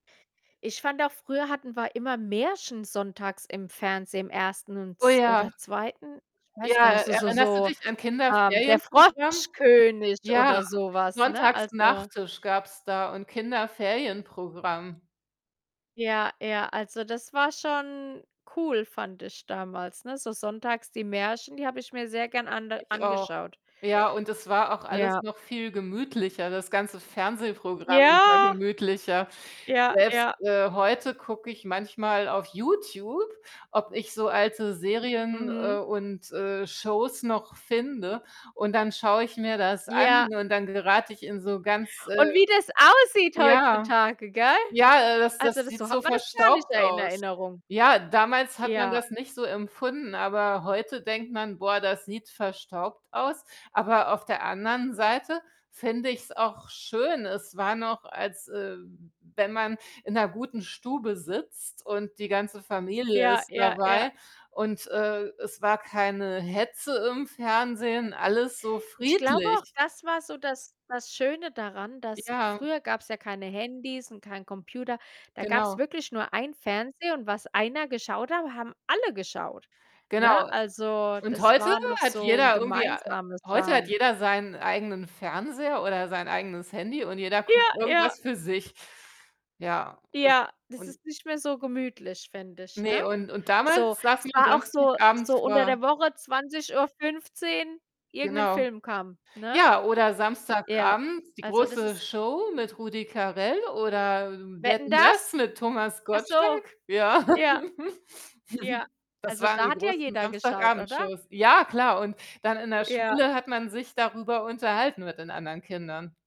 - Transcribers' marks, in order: distorted speech; other background noise; joyful: "Ja, ja"; unintelligible speech; laughing while speaking: "Ja"; laugh
- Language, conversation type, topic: German, unstructured, Was vermisst du an der Kultur deiner Kindheit?